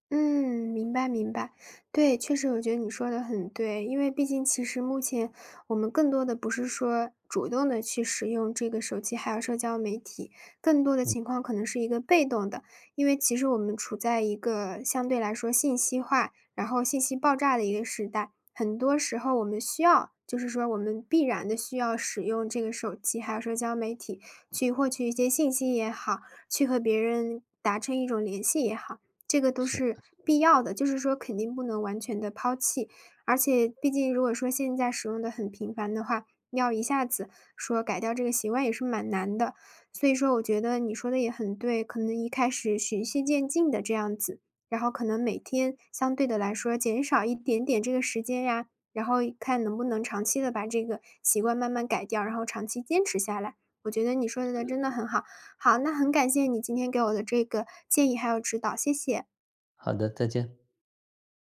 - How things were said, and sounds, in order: unintelligible speech
- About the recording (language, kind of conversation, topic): Chinese, advice, 社交媒体和手机如何不断分散你的注意力？